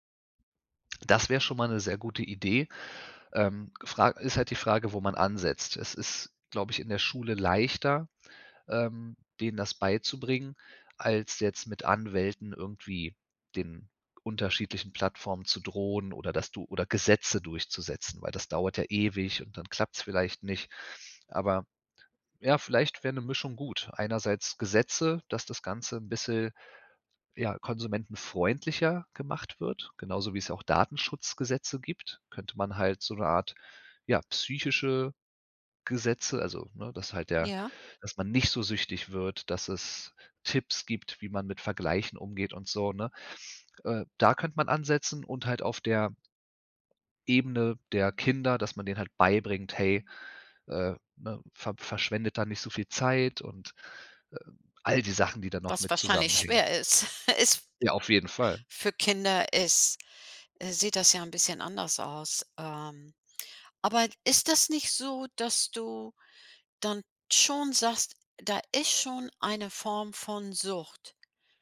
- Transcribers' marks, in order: chuckle; other background noise
- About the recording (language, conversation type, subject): German, podcast, Was nervt dich am meisten an sozialen Medien?